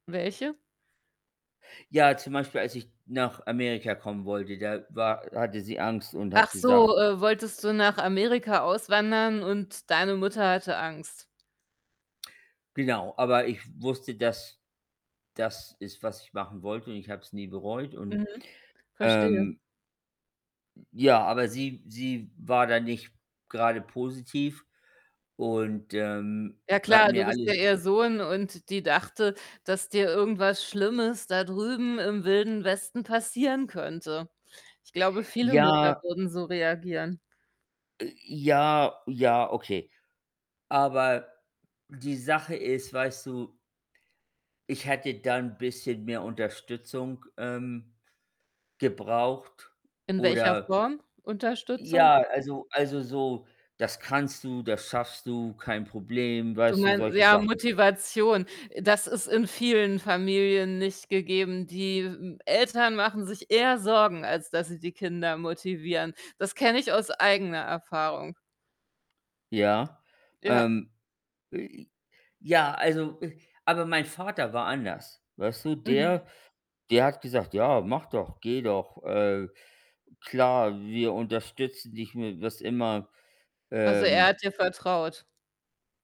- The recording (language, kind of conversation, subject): German, unstructured, Wie gehst du damit um, wenn deine Familie deine Entscheidungen nicht akzeptiert?
- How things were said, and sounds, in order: distorted speech; tapping; unintelligible speech; other background noise; unintelligible speech